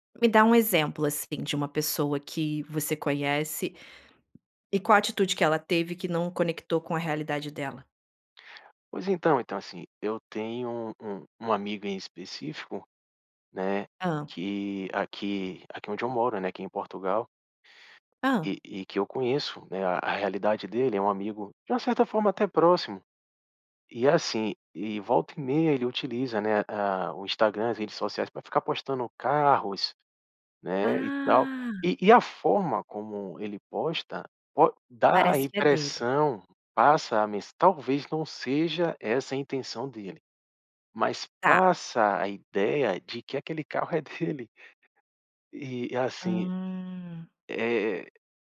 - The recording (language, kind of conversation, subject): Portuguese, podcast, As redes sociais ajudam a descobrir quem você é ou criam uma identidade falsa?
- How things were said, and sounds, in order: other background noise